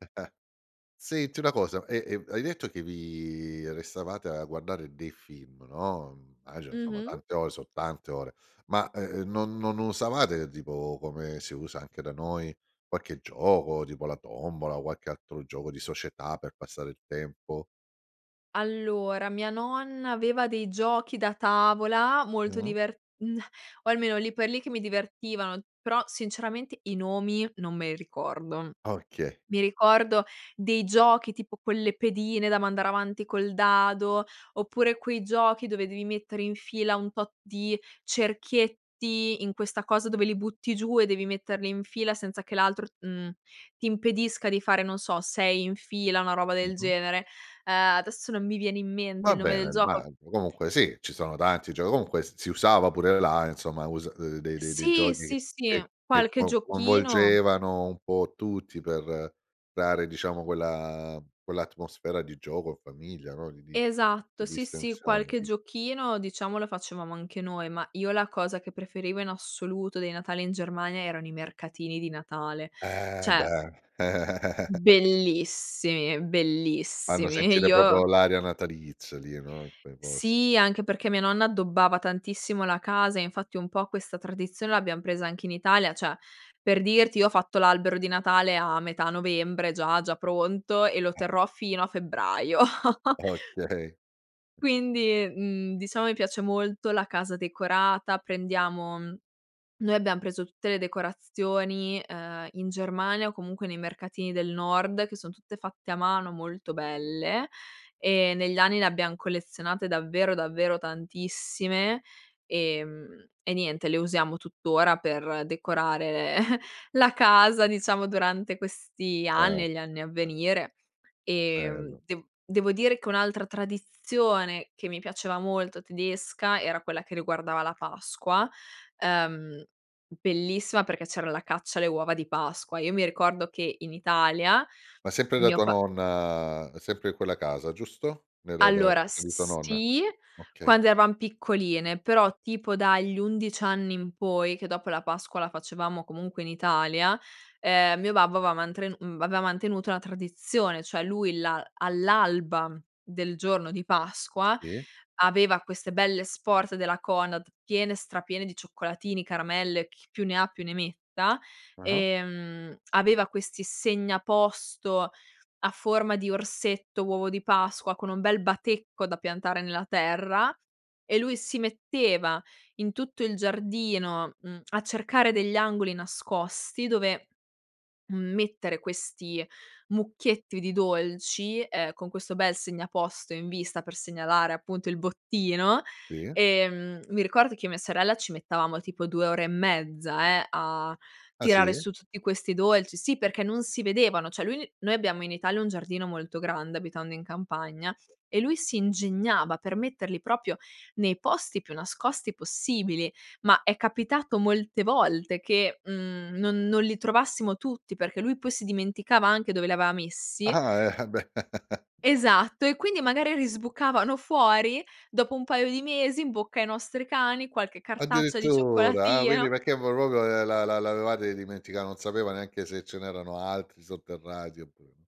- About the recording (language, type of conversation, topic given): Italian, podcast, Come festeggiate le ricorrenze tradizionali in famiglia?
- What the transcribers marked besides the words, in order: chuckle; "film" said as "fim"; "immagino" said as "magino"; "qualche" said as "quacche"; unintelligible speech; other background noise; chuckle; chuckle; "proprio" said as "propo"; laughing while speaking: "Okay"; chuckle; chuckle; "mettevamo" said as "mettavamo"; background speech; "proprio" said as "propio"; "aveva" said as "avea"; laugh; "quindi" said as "quini"; "perché" said as "pecché"; "proprio" said as "propio"